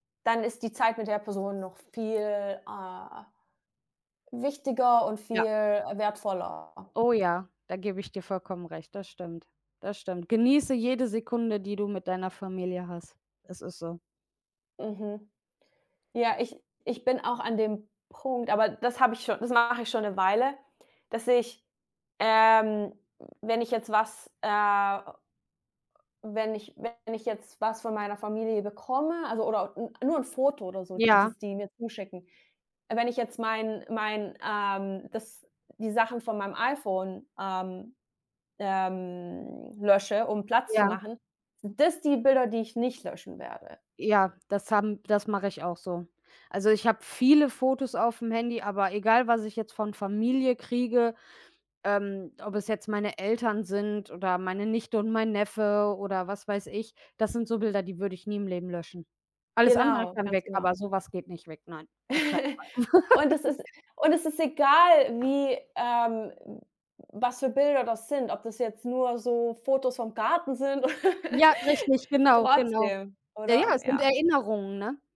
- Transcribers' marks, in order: other background noise; chuckle; laugh; chuckle
- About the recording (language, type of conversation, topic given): German, unstructured, Wie gehst du mit dem Verlust eines geliebten Menschen um?